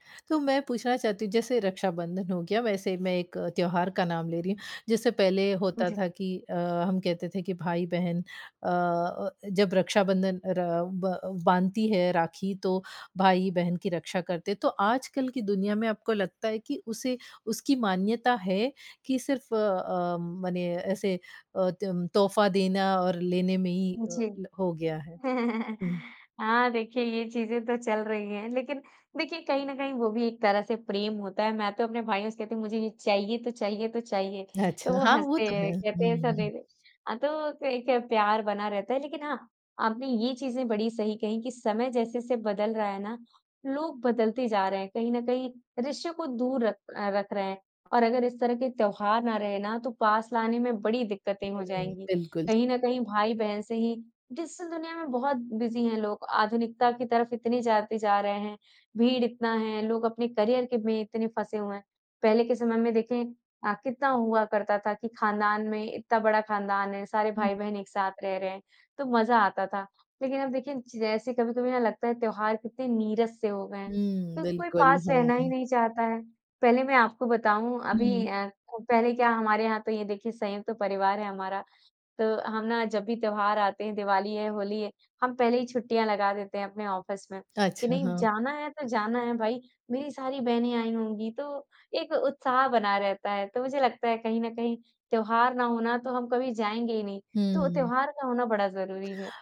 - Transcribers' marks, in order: other background noise; chuckle; background speech; tapping; laughing while speaking: "अच्छा"; in English: "डिजिटल"; in English: "बिज़ी"; in English: "करियर"; in English: "ऑफिस"
- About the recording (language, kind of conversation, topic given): Hindi, podcast, त्योहारों ने लोगों को करीब लाने में कैसे मदद की है?